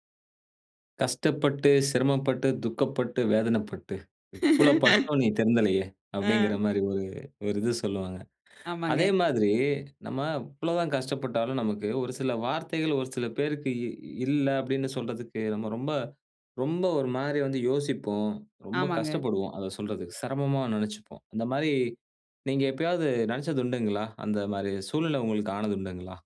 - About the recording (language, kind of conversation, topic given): Tamil, podcast, ‘இல்லை’ சொல்ல சிரமமா? அதை எப்படி கற்றுக் கொண்டாய்?
- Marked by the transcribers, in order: laugh